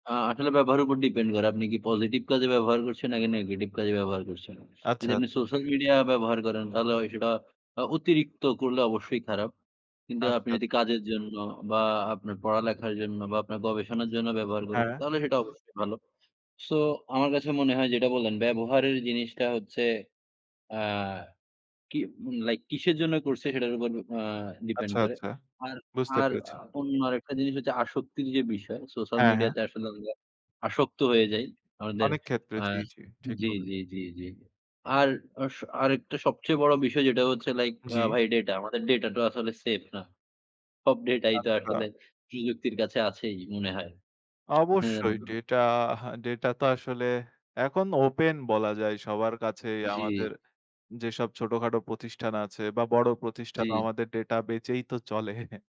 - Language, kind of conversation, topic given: Bengali, unstructured, আপনার কি মনে হয় প্রযুক্তি আমাদের জীবনের জন্য ভালো, না খারাপ?
- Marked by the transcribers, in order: in English: "depend"; in English: "positive"; in English: "negetive"; in English: "depend"; chuckle